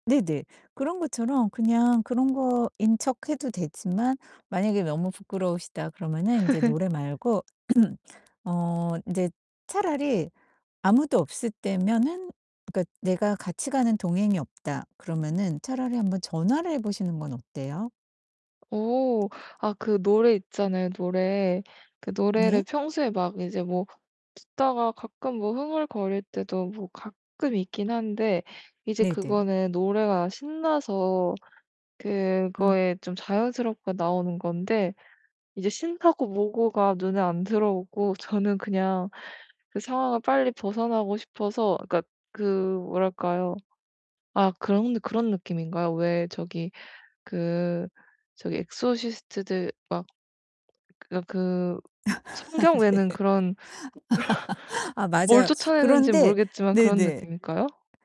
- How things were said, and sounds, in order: distorted speech; tapping; laugh; throat clearing; laugh; laughing while speaking: "아 네"; laughing while speaking: "그런"; laugh
- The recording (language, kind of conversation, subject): Korean, advice, 스트레스가 심할 때 짧은 호흡법과 이완 연습으로 빠르게 진정하려면 어떻게 해야 하나요?